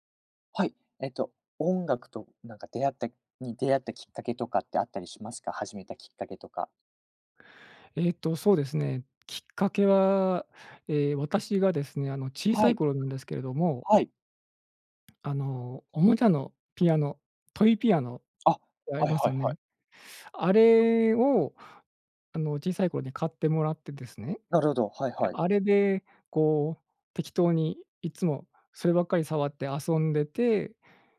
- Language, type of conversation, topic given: Japanese, podcast, 音楽と出会ったきっかけは何ですか？
- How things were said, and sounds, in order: other background noise